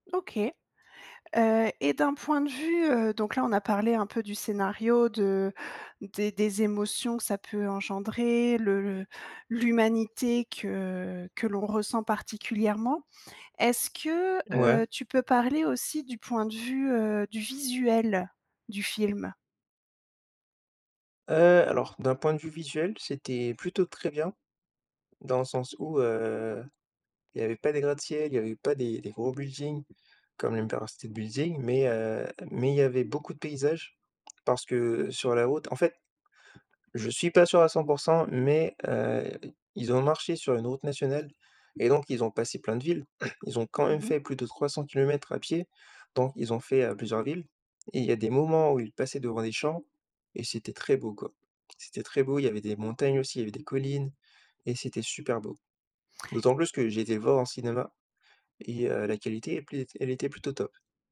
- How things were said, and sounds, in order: tapping; other background noise; throat clearing
- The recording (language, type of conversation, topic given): French, podcast, Peux-tu me parler d’un film qui t’a marqué récemment ?